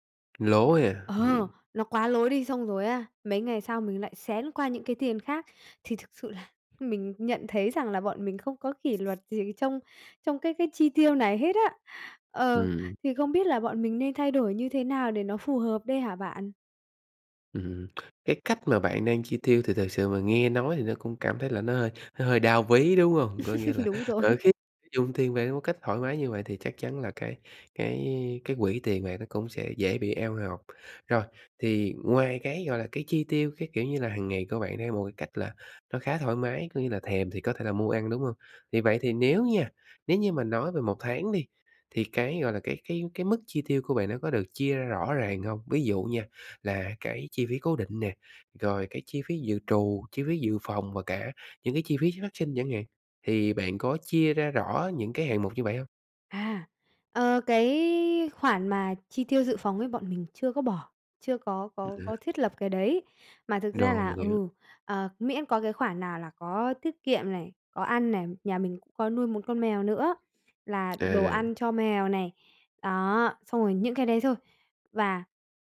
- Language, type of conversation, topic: Vietnamese, advice, Làm thế nào để cải thiện kỷ luật trong chi tiêu và tiết kiệm?
- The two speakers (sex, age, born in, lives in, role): female, 20-24, Vietnam, Vietnam, user; male, 30-34, Vietnam, Vietnam, advisor
- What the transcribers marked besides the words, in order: tapping; other background noise; chuckle; laughing while speaking: "rồi ấy"; unintelligible speech